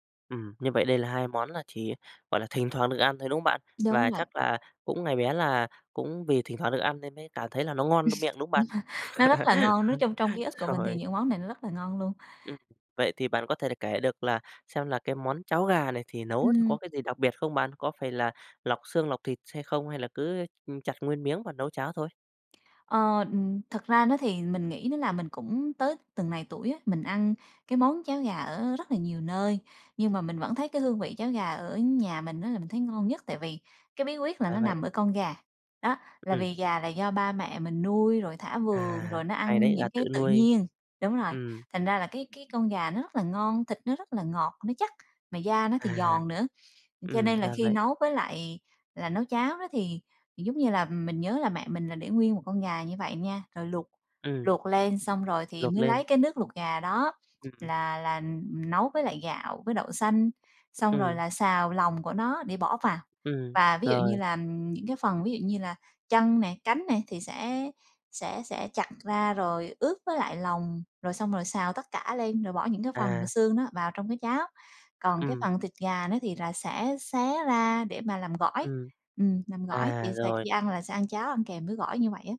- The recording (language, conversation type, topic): Vietnamese, podcast, Món ăn gia truyền nào khiến bạn nhớ nhà nhất?
- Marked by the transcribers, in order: tapping; laugh; laugh; laughing while speaking: "Rồi"